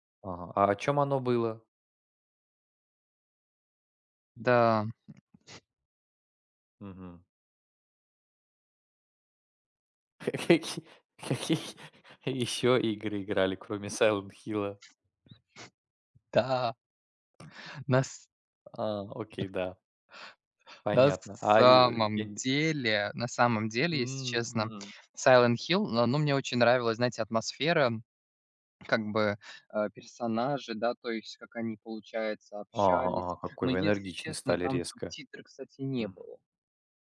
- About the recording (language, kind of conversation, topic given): Russian, unstructured, Что для вас важнее в игре: глубокая проработка персонажей или увлекательный игровой процесс?
- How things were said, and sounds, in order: other background noise; laughing while speaking: "Каки какие"